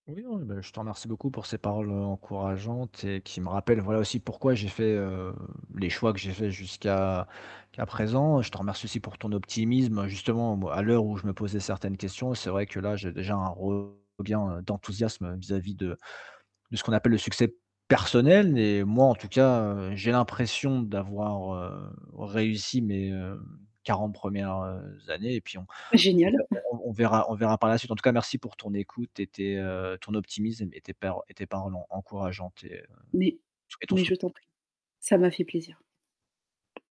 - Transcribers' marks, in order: static; distorted speech; stressed: "personnel"; chuckle; tapping
- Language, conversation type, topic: French, advice, Comment puis-je définir mon propre succès sans me comparer aux autres ?